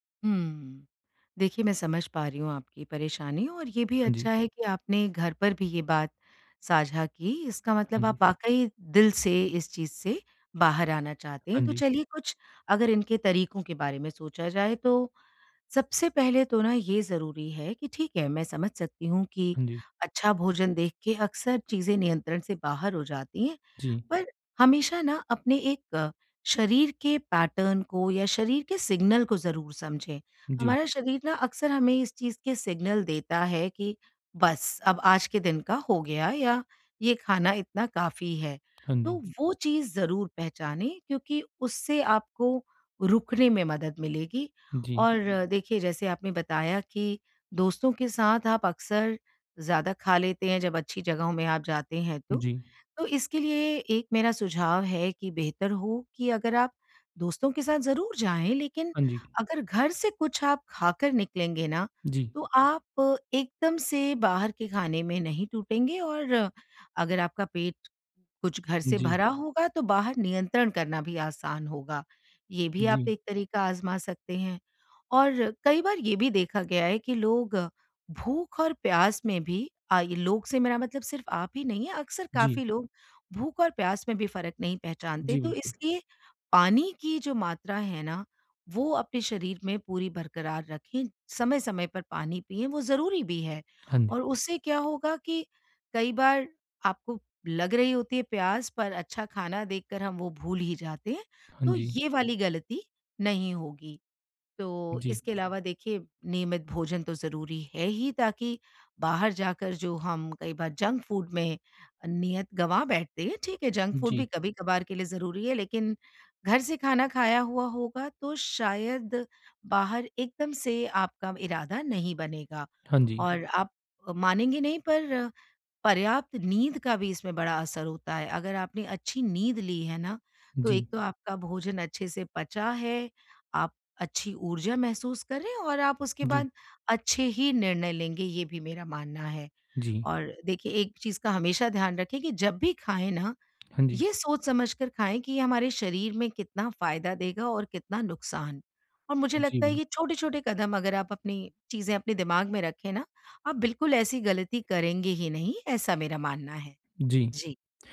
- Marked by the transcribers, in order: in English: "पैटर्न"; in English: "सिग्नल"; in English: "सिग्नल"; in English: "जंक फ़ूड"; in English: "जंक फ़ूड"
- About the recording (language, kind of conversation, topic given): Hindi, advice, भूख और लालच में अंतर कैसे पहचानूँ?